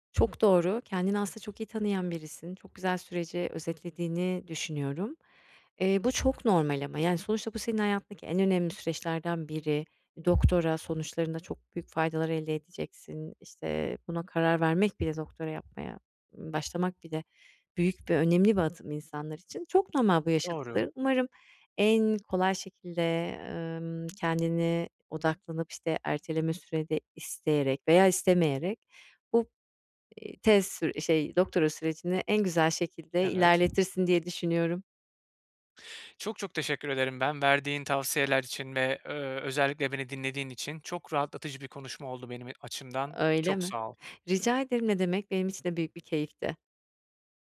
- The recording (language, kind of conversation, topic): Turkish, advice, Erteleme alışkanlığımı nasıl kontrol altına alabilirim?
- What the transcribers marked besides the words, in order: tapping; "süreci" said as "süredi"